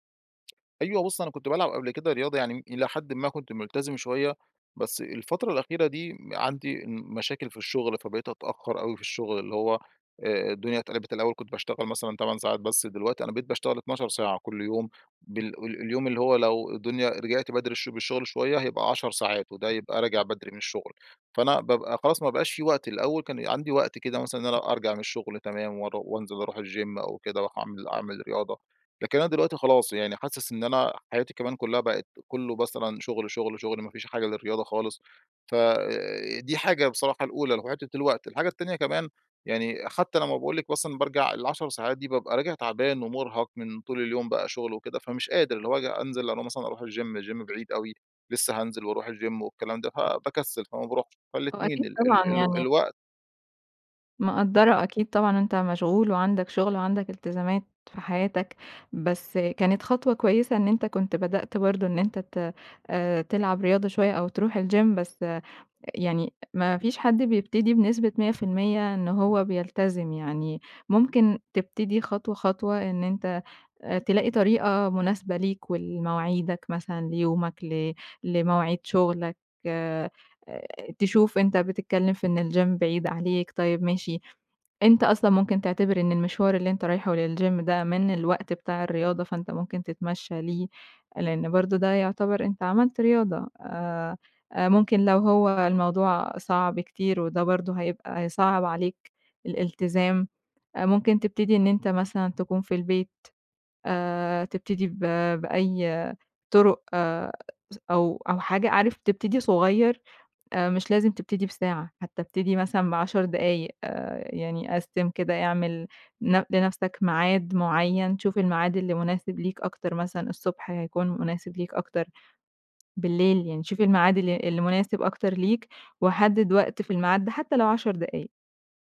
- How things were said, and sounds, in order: tapping; in English: "الGym"; in English: "الGym الGym"; in English: "الGym"; other noise; in English: "الgym"; in English: "الgym"; in English: "للgym"
- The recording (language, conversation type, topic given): Arabic, advice, إزاي أقدر ألتزم بممارسة الرياضة كل أسبوع؟